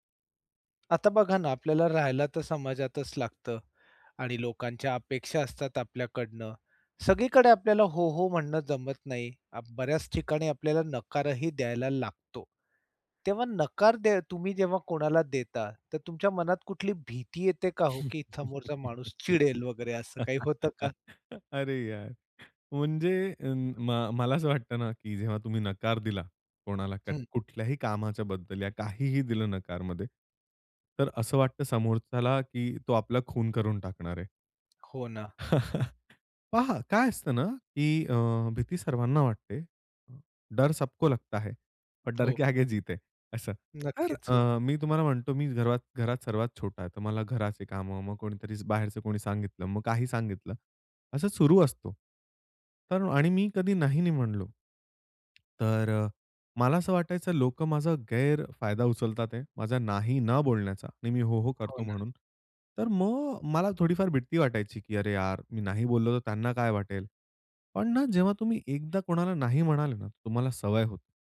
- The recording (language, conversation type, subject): Marathi, podcast, लोकांना नकार देण्याची भीती दूर कशी करावी?
- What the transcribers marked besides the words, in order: tapping; other background noise; other noise; laugh; chuckle; in Hindi: "डर सबको लगता है और डर के आगे जीत है"